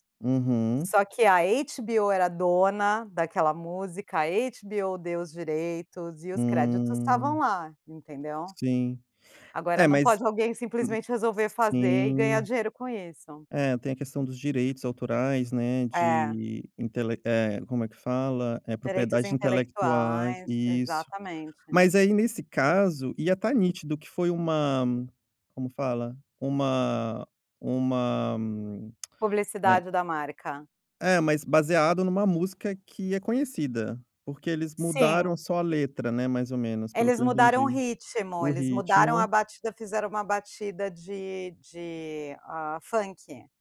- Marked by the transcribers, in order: tongue click
- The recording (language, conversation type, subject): Portuguese, podcast, Como a autenticidade influencia o sucesso de um criador de conteúdo?